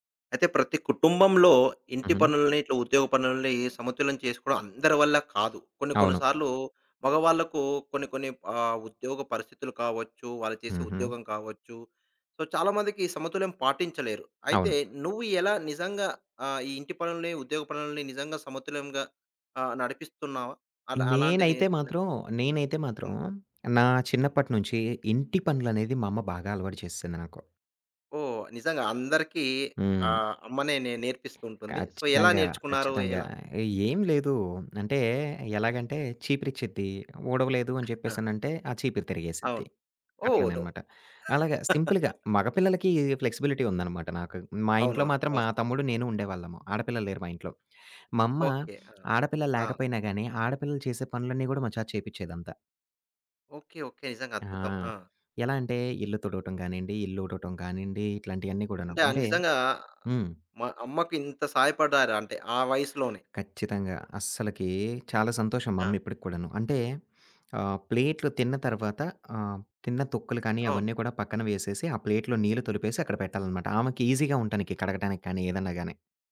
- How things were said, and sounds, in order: in English: "సో"; tapping; in English: "సో"; in English: "సింపుల్‌గా"; in English: "ఓ నో"; in English: "ఫ్లెక్సిబిలిటీ"; chuckle; in English: "ప్లేట్‌లో"
- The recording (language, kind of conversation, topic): Telugu, podcast, ఇంటి పనులు మరియు ఉద్యోగ పనులను ఎలా సమతుల్యంగా నడిపిస్తారు?